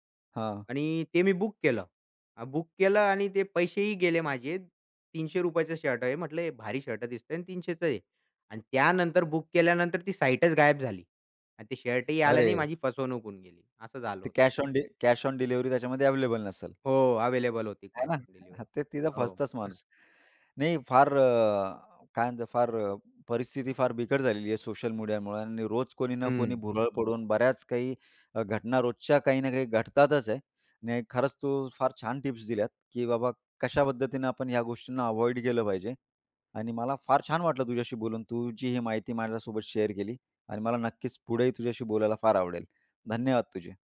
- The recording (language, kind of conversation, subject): Marathi, podcast, व्हायरल चॅलेंज लोकांना इतके भुरळ का घालतात?
- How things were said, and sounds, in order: other background noise; in English: "कॅश ऑन डे कॅश ऑन डिलिव्हरी"; laughing while speaking: "आहे ना, हां, ते तिथं"; in English: "कॅश ऑन डिलिव्हरी"; "मीडियामुळं" said as "मुडियामुळं"